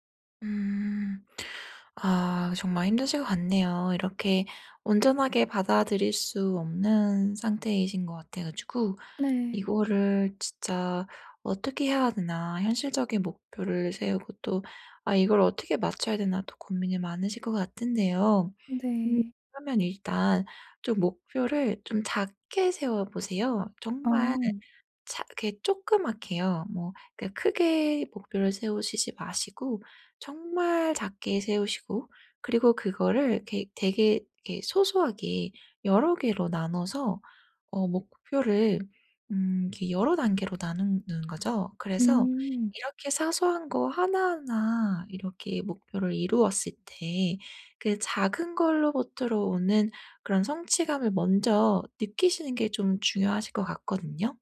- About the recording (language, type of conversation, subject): Korean, advice, 번아웃을 겪는 지금, 현실적인 목표를 세우고 기대치를 조정하려면 어떻게 해야 하나요?
- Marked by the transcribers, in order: tapping; other background noise